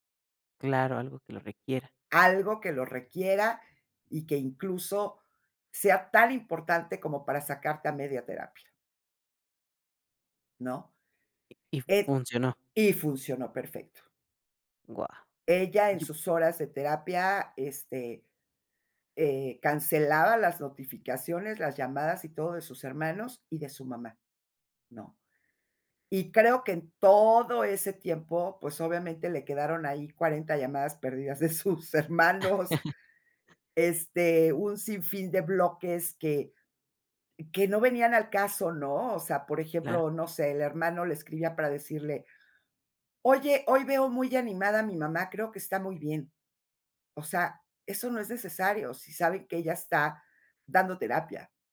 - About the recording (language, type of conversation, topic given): Spanish, podcast, ¿Cómo decides cuándo llamar en vez de escribir?
- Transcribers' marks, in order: laughing while speaking: "sus hermanos"; chuckle